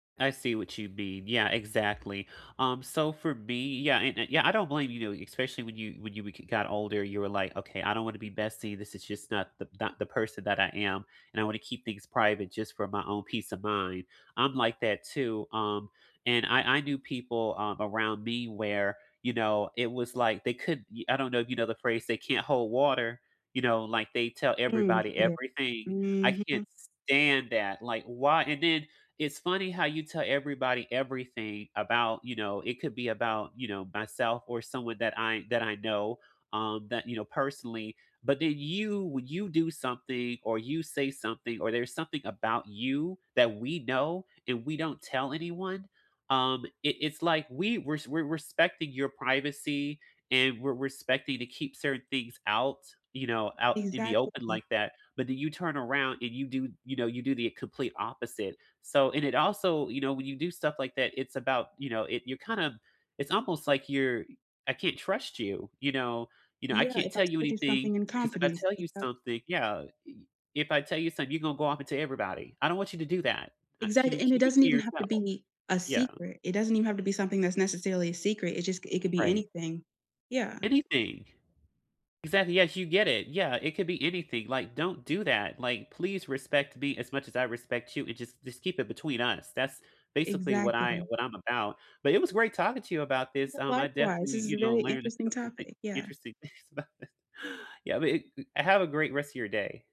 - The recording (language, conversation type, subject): English, unstructured, How do you strike the right balance between privacy and sharing in everyday life?
- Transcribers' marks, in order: tapping; stressed: "stand"; laughing while speaking: "things about this"